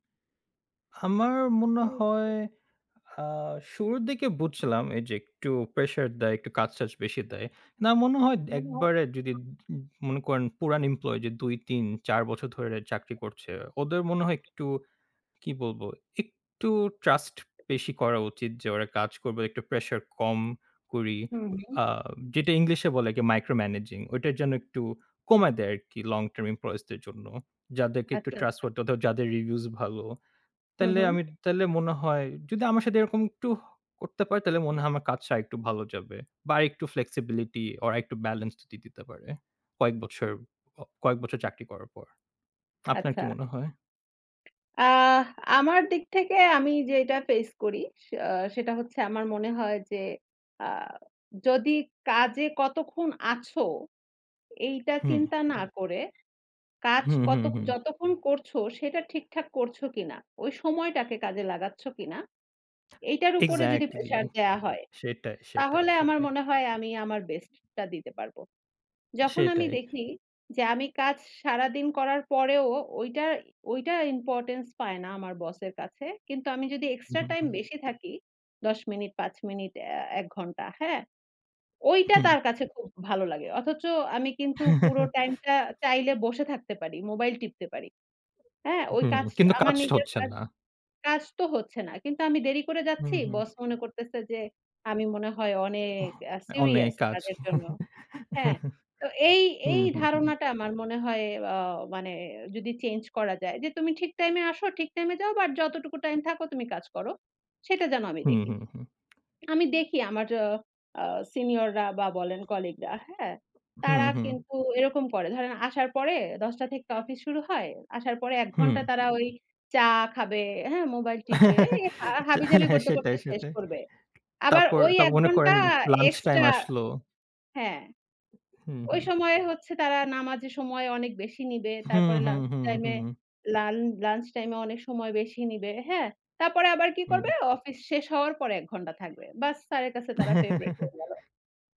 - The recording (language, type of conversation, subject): Bengali, unstructured, আপনার কাজের পরিবেশ কেমন লাগছে?
- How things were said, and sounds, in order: other noise; unintelligible speech; unintelligible speech; tapping; in English: "micro managing"; other background noise; in English: "flexibility"; horn; teeth sucking; chuckle; drawn out: "অনেক"; chuckle; lip smack; chuckle; chuckle